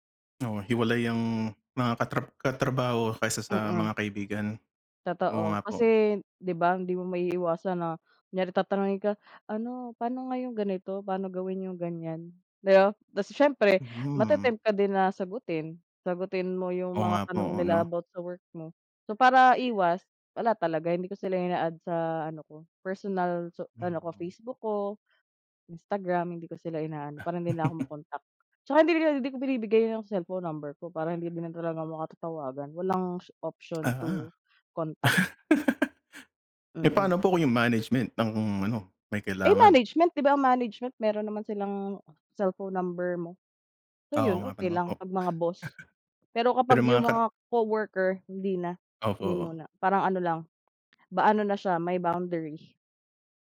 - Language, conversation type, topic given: Filipino, unstructured, Paano mo nakikita ang balanse sa pagitan ng trabaho at personal na buhay?
- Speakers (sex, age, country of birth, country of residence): female, 30-34, United Arab Emirates, Philippines; male, 35-39, Philippines, United States
- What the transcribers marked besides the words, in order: tapping; other background noise; chuckle; laugh; chuckle